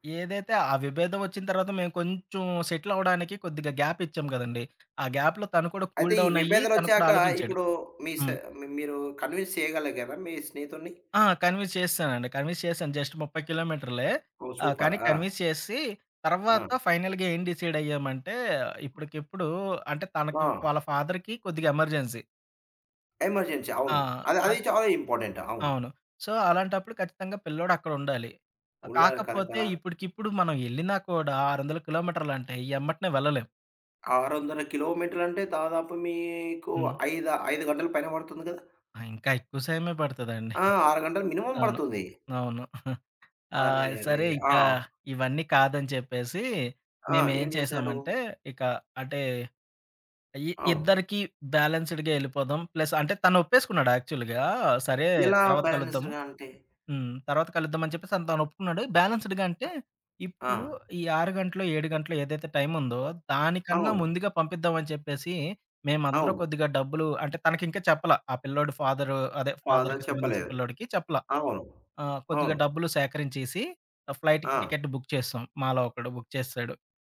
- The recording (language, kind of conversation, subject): Telugu, podcast, మధ్యలో విభేదాలున్నప్పుడు నమ్మకం నిలబెట్టుకోవడానికి మొదటి అడుగు ఏమిటి?
- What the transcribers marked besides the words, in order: other background noise; in English: "గ్యాప్‌లో"; in English: "కూల్"; in English: "కన్వీన్స్"; in English: "కన్విన్స్"; in English: "కన్విన్స్"; in English: "జస్ట్"; in English: "సూపర్"; in English: "కన్వీన్స్"; in English: "ఫైనల్‌గా"; in English: "ఫాదర్‌కి"; in English: "ఎమర్జెన్సీ"; in English: "ఎమర్జెన్సీ"; in English: "సో"; in English: "ఇంపార్టెంట్"; "సమయమే" said as "సయమే"; in English: "మినిమం"; chuckle; tapping; in English: "బ్యాలెన్స్‌డ్‌గ"; in English: "యాక్చువల్‌గా"; in English: "బాలెన్స్‌డ్‌గా"; in English: "బ్యాలెన్స్‌డ్‌గ"; in English: "ఫాదర్‌కి"; in English: "ఫ్లైట్‌కి టికెట్ బుక్"; in English: "బుక్"